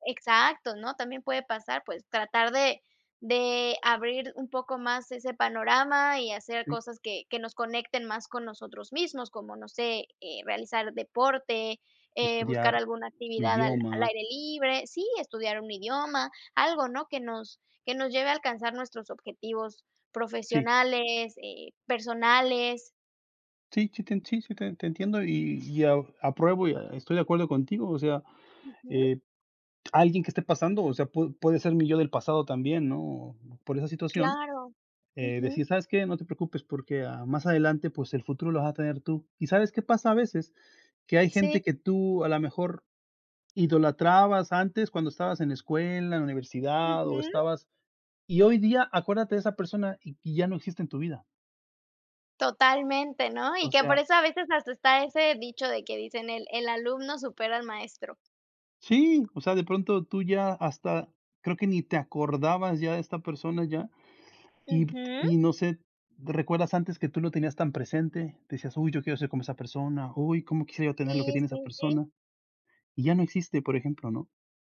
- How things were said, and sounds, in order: none
- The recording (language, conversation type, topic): Spanish, unstructured, ¿Cómo afecta la presión social a nuestra salud mental?